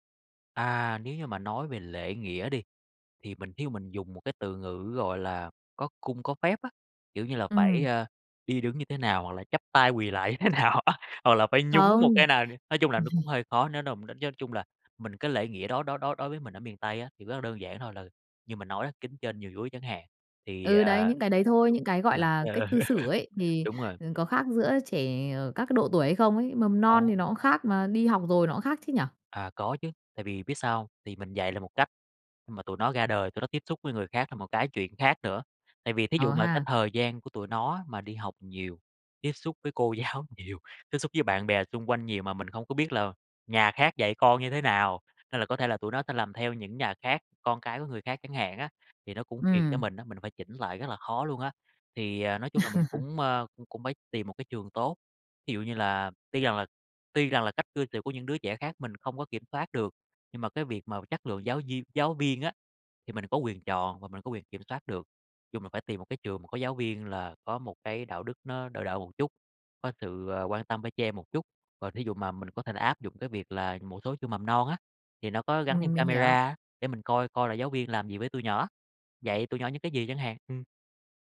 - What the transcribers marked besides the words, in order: laughing while speaking: "như thế nào á"; laugh; unintelligible speech; laughing while speaking: "ờ"; tapping; laughing while speaking: "giáo nhiều"; laugh; other background noise
- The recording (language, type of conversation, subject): Vietnamese, podcast, Bạn dạy con về lễ nghĩa hằng ngày trong gia đình như thế nào?